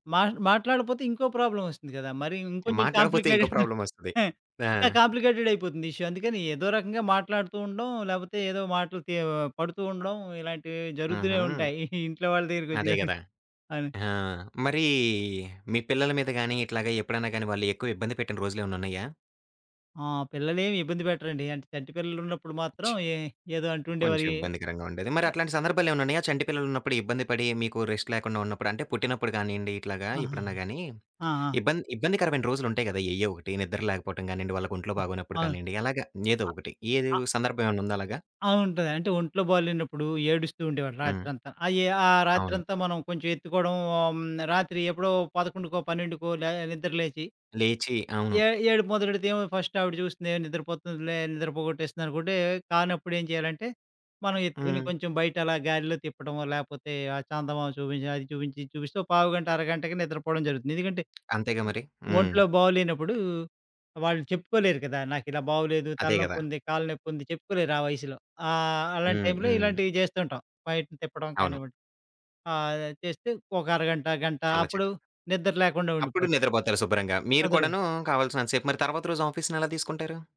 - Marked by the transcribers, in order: in English: "కాంప్లికేటెడ్"; chuckle; in English: "ఇష్యూ"; giggle; other background noise; in English: "రెస్ట్"; in English: "ఫస్ట్"; tapping; "అందరు" said as "అదరు"; in English: "ఆఫీస్‌ని"
- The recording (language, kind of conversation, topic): Telugu, podcast, ఒక కష్టమైన రోజు తర్వాత నువ్వు రిలాక్స్ అవడానికి ఏం చేస్తావు?